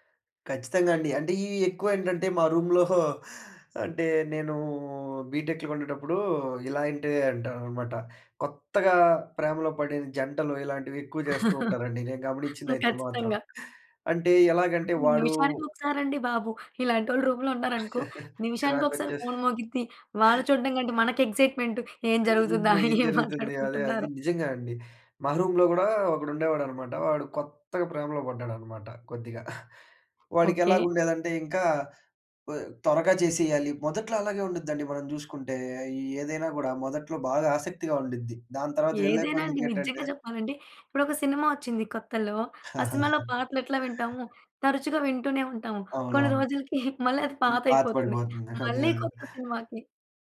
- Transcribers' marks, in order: in English: "రూమ్‌లో"; giggle; in English: "బీటెక్‌లో"; laugh; in English: "రూమ్‌లో"; chuckle; in English: "ఎక్సైట్‌మెంట్"; laughing while speaking: "ఏం జరుగుతుందా? ఏం మాట్లాడుకుంటున్నారొ?"; in English: "రూమ్‌లో"; chuckle; chuckle; chuckle
- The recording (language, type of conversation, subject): Telugu, podcast, ఆన్‌లైన్ నోటిఫికేషన్లు మీ దినచర్యను ఎలా మార్చుతాయి?